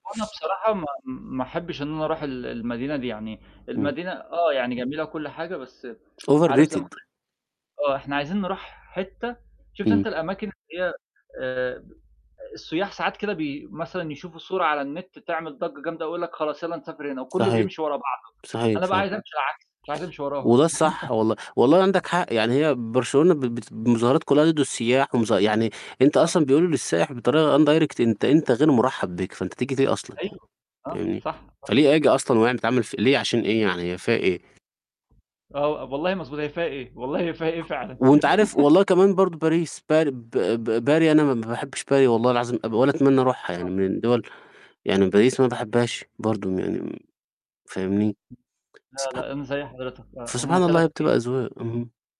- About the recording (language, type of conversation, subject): Arabic, unstructured, إيه أحلى ذكرى عندك من رحلة سافرت فيها قبل كده؟
- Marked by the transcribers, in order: mechanical hum; tsk; in English: "overrated"; distorted speech; chuckle; in English: "undirect"; tapping; laugh; other noise; unintelligible speech; unintelligible speech